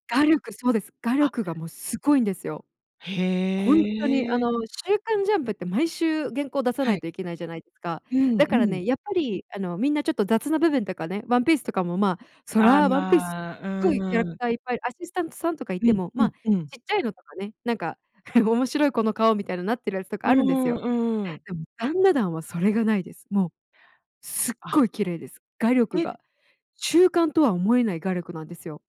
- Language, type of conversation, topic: Japanese, podcast, あなたの好きなアニメの魅力はどこにありますか？
- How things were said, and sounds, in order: chuckle